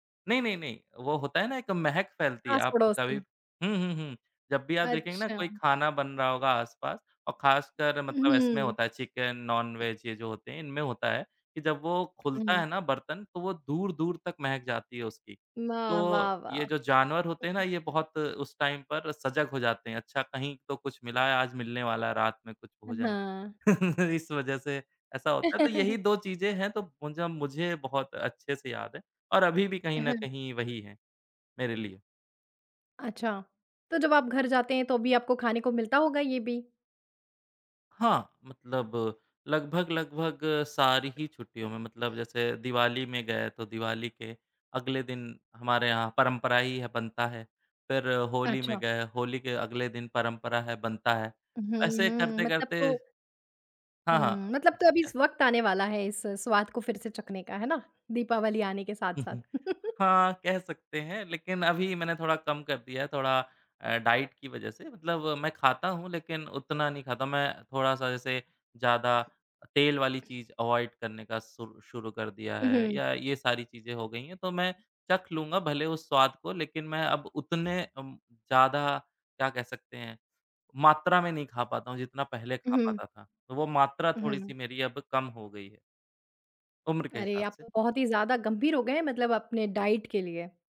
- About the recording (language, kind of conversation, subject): Hindi, podcast, आपके बचपन का सबसे यादगार खाना कौन-सा था?
- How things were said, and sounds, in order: other background noise; in English: "नॉन वेज"; tapping; unintelligible speech; in English: "टाइम"; chuckle; chuckle; in English: "डाइट"; in English: "अवॉइड"; in English: "डाइट"